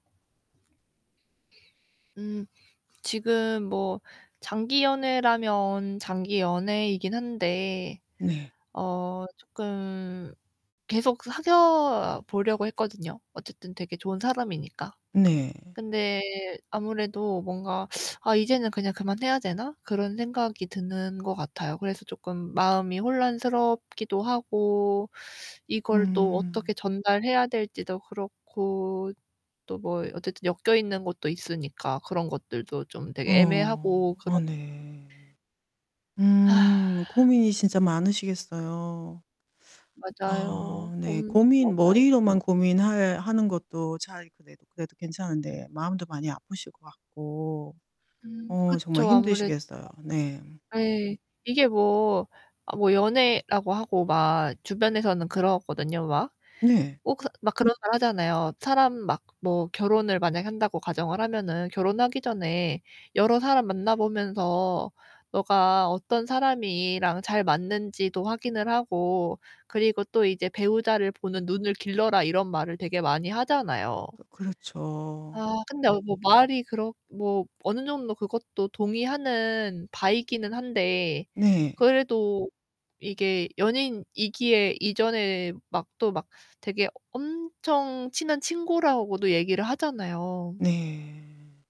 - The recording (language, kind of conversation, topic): Korean, advice, 장기적인 관계를 끝내고 이혼을 결정해야 할까요?
- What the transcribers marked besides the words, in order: distorted speech; static; sigh